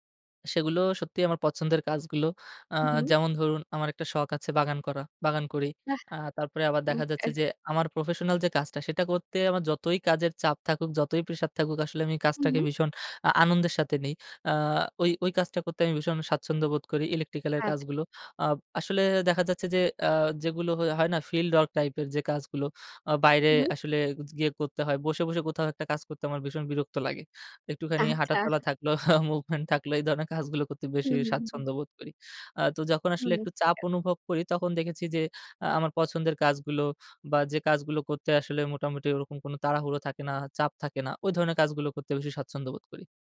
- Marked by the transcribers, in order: tapping; in English: "electrical"; in English: "field work type"; chuckle; in English: "movement"
- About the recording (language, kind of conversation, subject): Bengali, podcast, আপনি কোন ধরনের কাজ করতে করতে সবচেয়ে বেশি ‘তন্ময়তা’ অনুভব করেন?